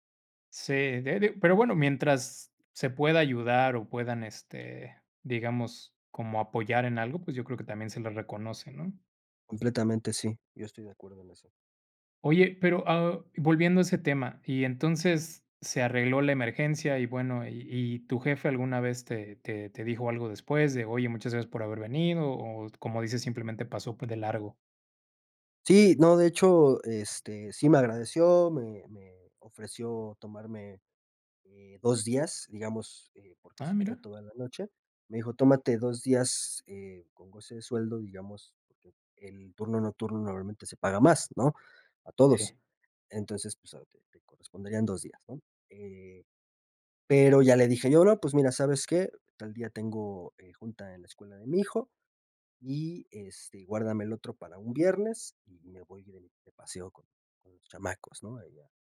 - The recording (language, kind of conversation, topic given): Spanish, podcast, ¿Cómo priorizas tu tiempo entre el trabajo y la familia?
- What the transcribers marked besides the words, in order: none